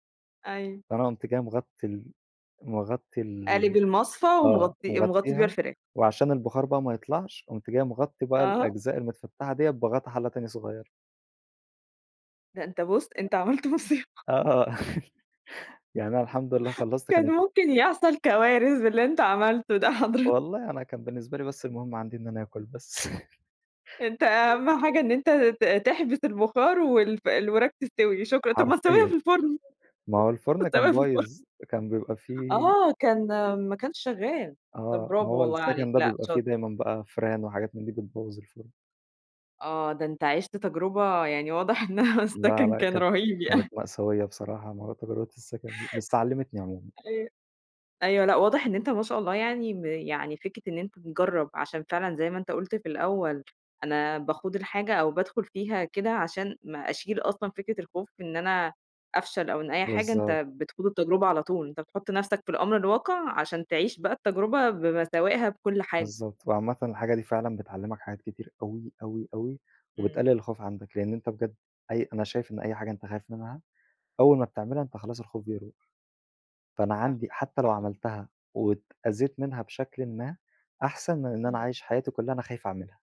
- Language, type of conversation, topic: Arabic, podcast, إزاي تتعامل مع خوفك من الفشل وإنت بتسعى للنجاح؟
- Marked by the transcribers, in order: other noise; laughing while speaking: "أنت عملت مُصيبة"; laugh; chuckle; laughing while speaking: "حضرتك"; chuckle; chuckle; laughing while speaking: "واضح إنّها السَكن كان رهيب يعني"